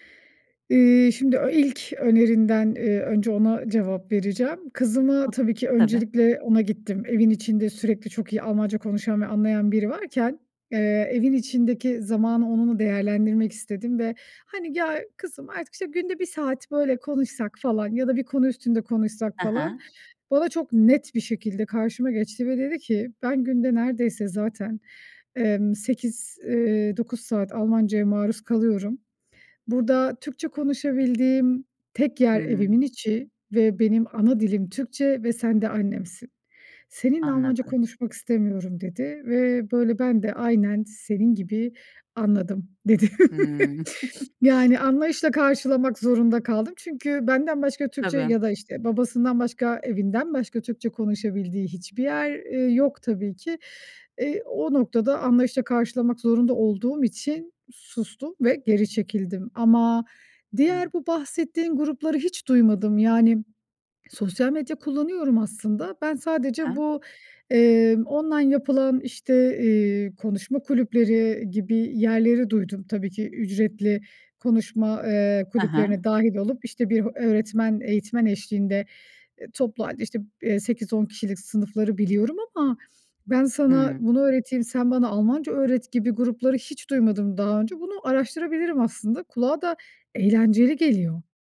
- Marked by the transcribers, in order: tapping; chuckle; other background noise
- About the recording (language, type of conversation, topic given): Turkish, advice, Zor ve karmaşık işler yaparken motivasyonumu nasıl sürdürebilirim?
- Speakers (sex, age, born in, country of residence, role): female, 30-34, Turkey, Bulgaria, advisor; female, 35-39, Turkey, Austria, user